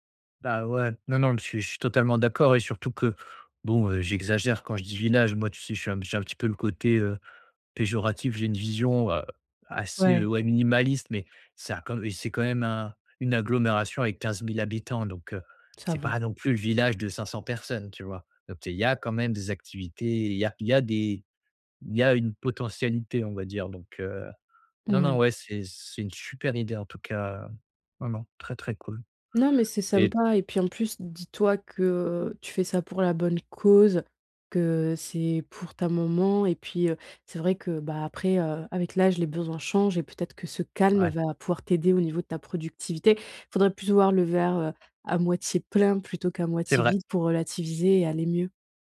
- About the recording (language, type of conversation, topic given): French, advice, Comment adapter son rythme de vie à un nouvel environnement après un déménagement ?
- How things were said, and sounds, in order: none